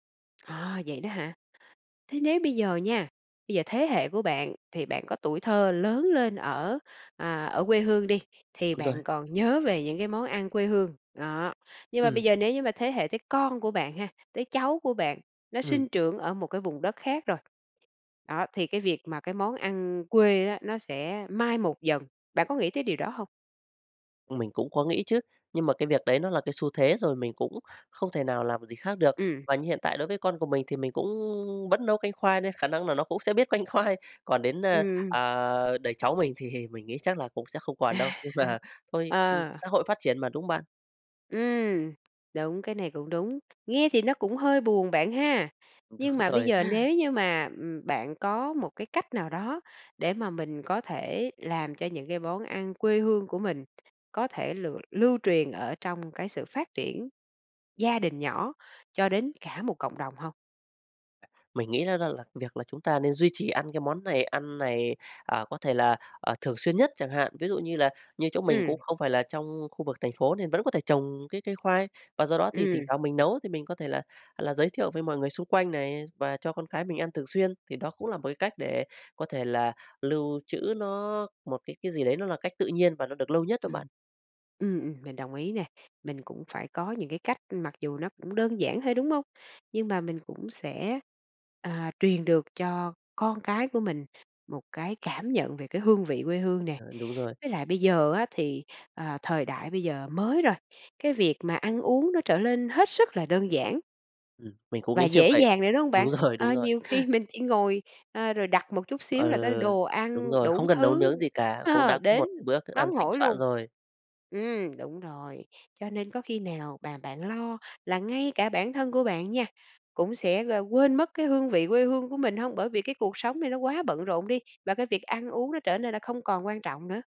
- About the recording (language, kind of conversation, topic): Vietnamese, podcast, Bạn nhớ kỷ niệm nào gắn liền với một món ăn trong ký ức của mình?
- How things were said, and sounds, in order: tapping; other background noise; laughing while speaking: "khoai"; laughing while speaking: "thì"; laugh; laughing while speaking: "mà"; laughing while speaking: "Đúng rồi"; laughing while speaking: "như"; laughing while speaking: "rồi"